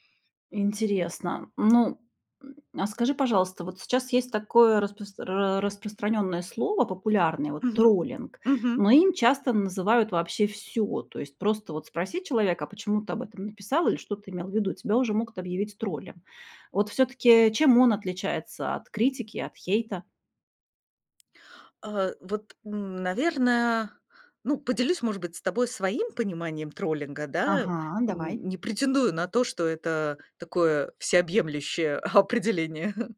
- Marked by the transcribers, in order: tapping; laughing while speaking: "определение"
- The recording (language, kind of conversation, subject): Russian, podcast, Как вы реагируете на критику в социальных сетях?